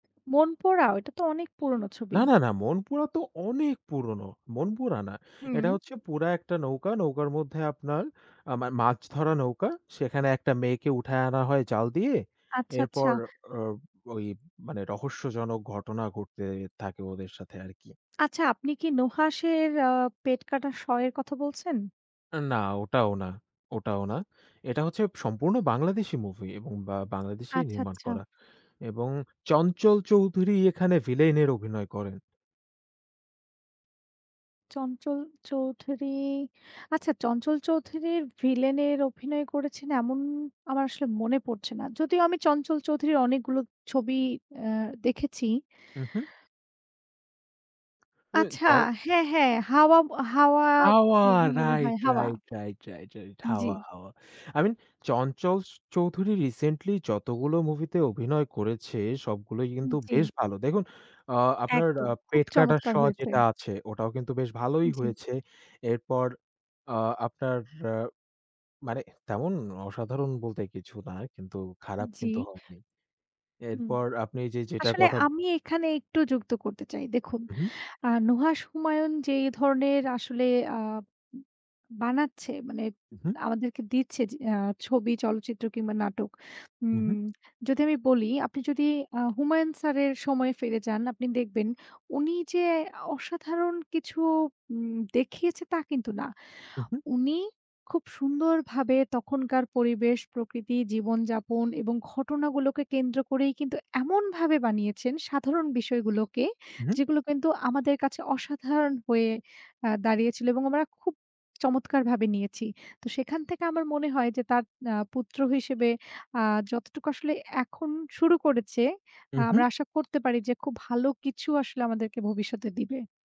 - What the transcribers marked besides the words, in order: lip smack
- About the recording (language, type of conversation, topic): Bengali, unstructured, সিনেমায় কোন চরিত্রের ভাগ্য আপনাকে সবচেয়ে বেশি কষ্ট দিয়েছে?